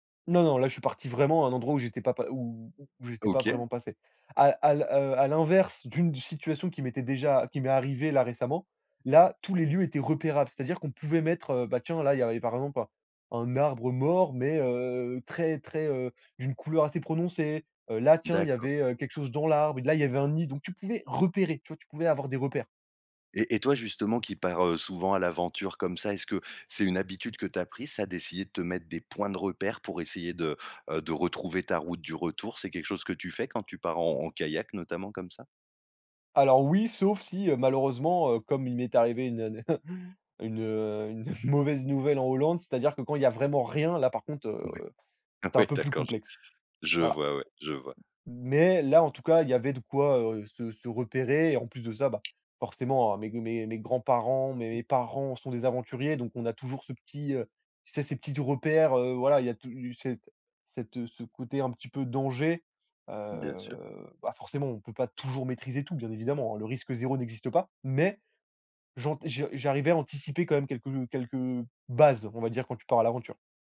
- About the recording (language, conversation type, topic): French, podcast, Peux-tu nous raconter une de tes aventures en solo ?
- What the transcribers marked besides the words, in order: chuckle; stressed: "rien"; laughing while speaking: "Ah ouais, d'accord"; other background noise; tapping; drawn out: "Heu"; stressed: "toujours"; stressed: "Mais"; stressed: "bases"